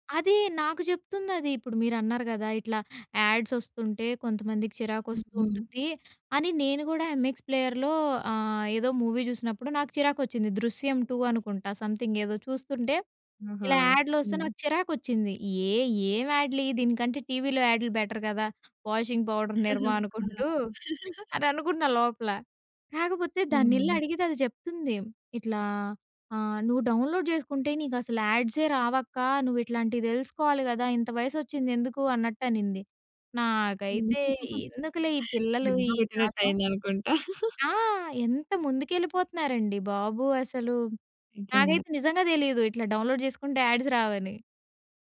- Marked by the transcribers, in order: tapping; in English: "యాడ్స్"; in English: "మూవీ"; in English: "సమ్‌థింగ్"; in English: "బెటర్"; laugh; giggle; in English: "డౌన్‌లోడ్"; laughing while speaking: "దెబ్బ కొట్టినట్టు అయిందనుకుంటా?"; in English: "డౌన్‌లోడ్"; in English: "యాడ్స్"
- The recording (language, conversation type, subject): Telugu, podcast, స్ట్రీమింగ్ వేదికలు ప్రాచుర్యంలోకి వచ్చిన తర్వాత టెలివిజన్ రూపం ఎలా మారింది?